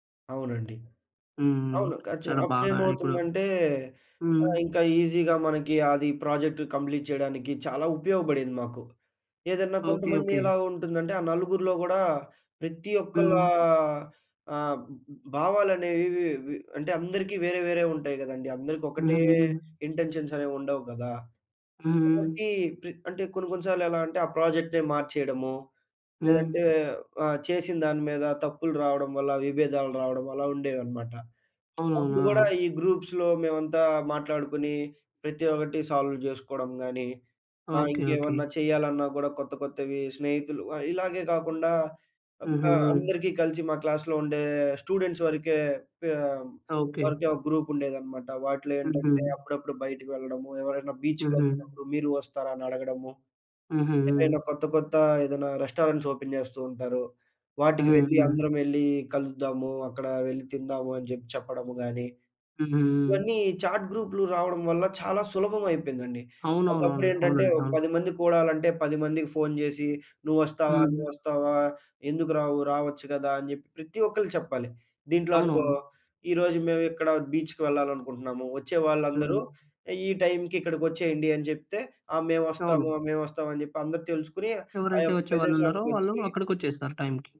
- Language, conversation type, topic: Telugu, podcast, మీరు చాట్‌గ్రూప్‌ను ఎలా నిర్వహిస్తారు?
- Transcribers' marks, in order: in English: "ప్రాజెక్ట్ కంప్లీట్"; in English: "ఇంటెన్షన్స్"; lip smack; in English: "గ్రూప్స్‌లో"; in English: "సాల్వ్"; in English: "క్లాస్‌లో"; in English: "స్టూడెంట్స్"; in English: "గ్రూప్"; in English: "బీచ్‌కి"; in English: "రెస్టారెంట్స్ ఓపెన్"; in English: "చాట్ గ్రూప్‌లు"; in English: "బీచ్‌కి"